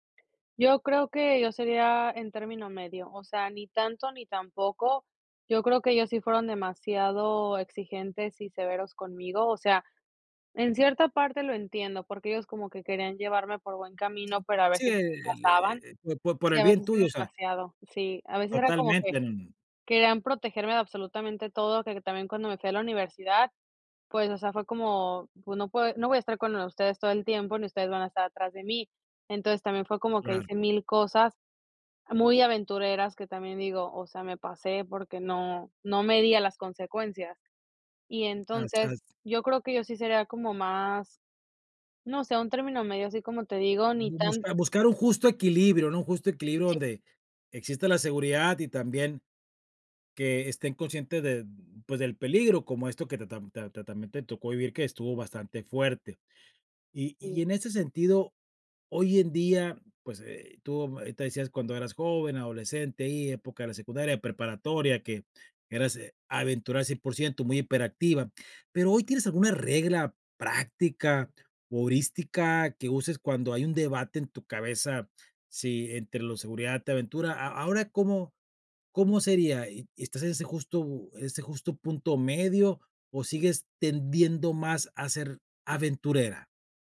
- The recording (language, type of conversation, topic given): Spanish, podcast, ¿Cómo eliges entre seguridad y aventura?
- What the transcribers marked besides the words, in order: tapping; unintelligible speech; other background noise